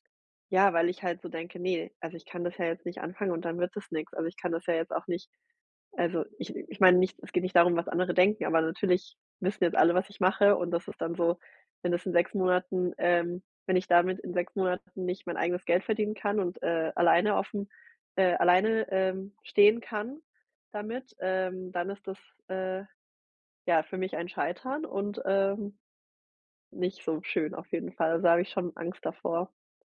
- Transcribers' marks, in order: none
- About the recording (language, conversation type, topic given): German, advice, Wie kann ich die Angst vor dem Scheitern beim Anfangen überwinden?